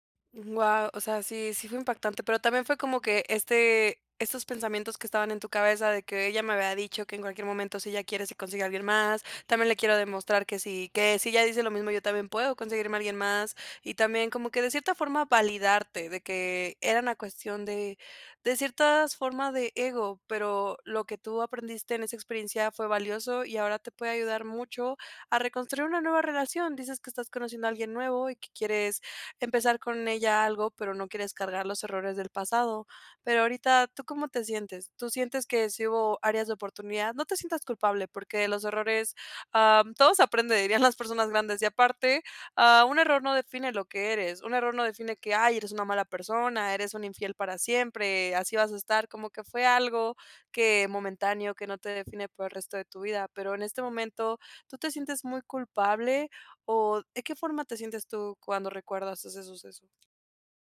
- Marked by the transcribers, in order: other background noise; tapping
- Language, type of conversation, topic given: Spanish, advice, ¿Cómo puedo aprender de mis errores sin culparme?